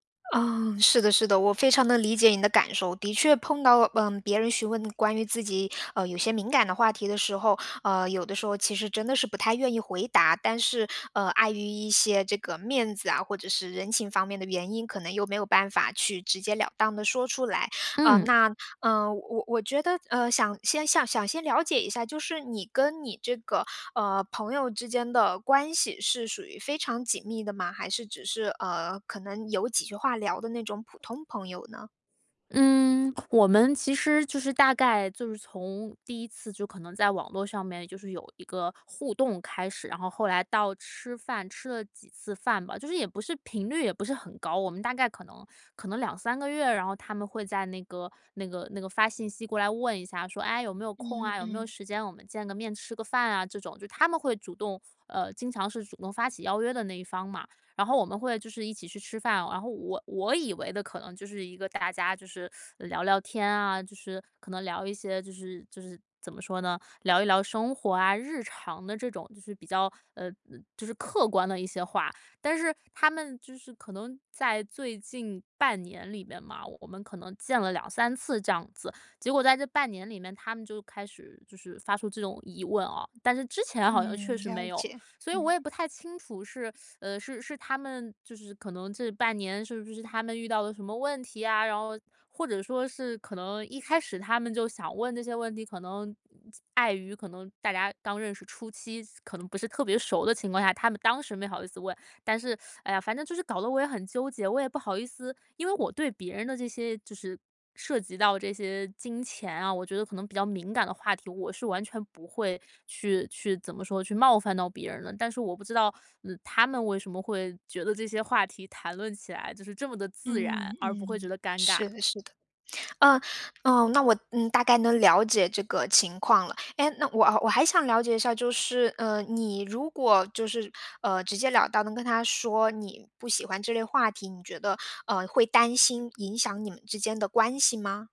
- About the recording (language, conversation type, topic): Chinese, advice, 如何才能不尴尬地和别人谈钱？
- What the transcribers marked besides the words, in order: tapping; other background noise; other noise; teeth sucking